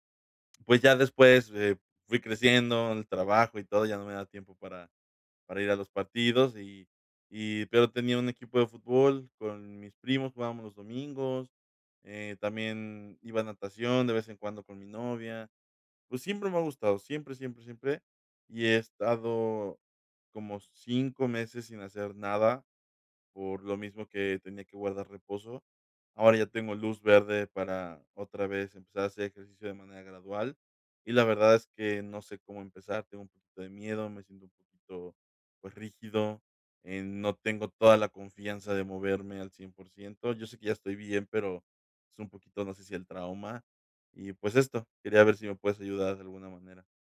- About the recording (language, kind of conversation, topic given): Spanish, advice, ¿Cómo puedo retomar mis hábitos después de un retroceso?
- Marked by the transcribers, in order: none